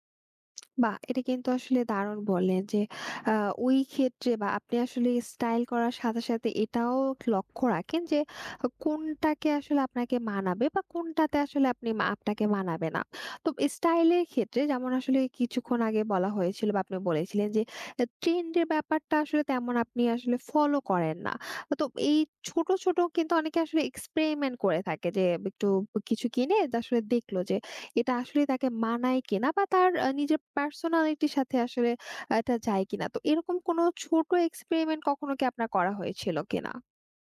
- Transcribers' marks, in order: other background noise; "বললেন" said as "বলেন"
- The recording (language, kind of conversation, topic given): Bengali, podcast, স্টাইল বদলানোর ভয় কীভাবে কাটিয়ে উঠবেন?